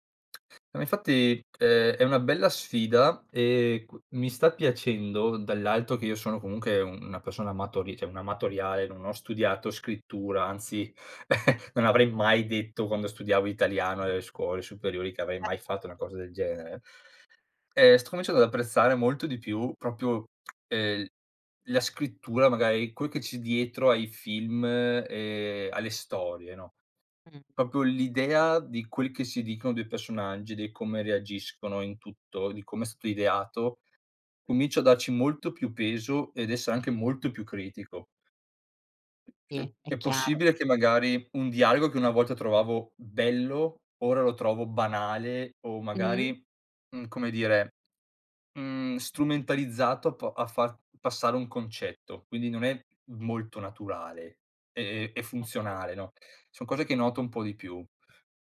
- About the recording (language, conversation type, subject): Italian, podcast, Qual è il primo ricordo che ti ha fatto innamorare dell’arte?
- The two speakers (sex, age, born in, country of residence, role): female, 30-34, Italy, Italy, host; male, 30-34, Italy, Italy, guest
- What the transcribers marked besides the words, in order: tapping; "cioè" said as "ceh"; chuckle; other background noise; "proprio" said as "propio"; tongue click; drawn out: "e"; "proprio" said as "propio"; stressed: "bello"; unintelligible speech